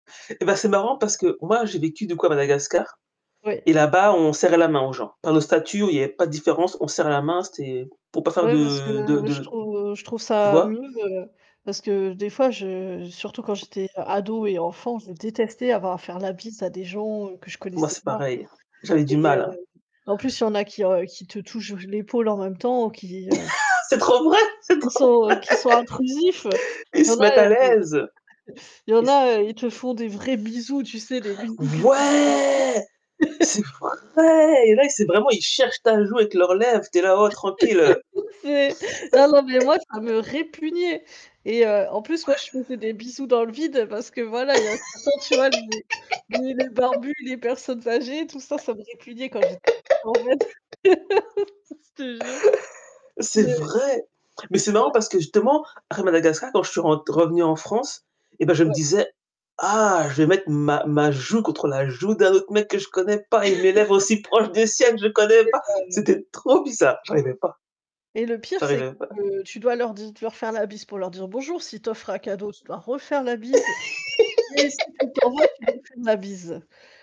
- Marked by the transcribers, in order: static; tapping; unintelligible speech; chuckle; laughing while speaking: "C'est trop vrai, c'est trop vrai"; laugh; unintelligible speech; other background noise; anticipating: "Ouais c'est vrai"; stressed: "Ouais"; stressed: "vrai"; laugh; laugh; put-on voice: "Oh tranquille"; laugh; unintelligible speech; giggle; laugh; laugh; laugh; distorted speech; giggle
- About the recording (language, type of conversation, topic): French, unstructured, Comment la posture peut-elle influencer la façon dont les autres vous perçoivent à l’étranger ?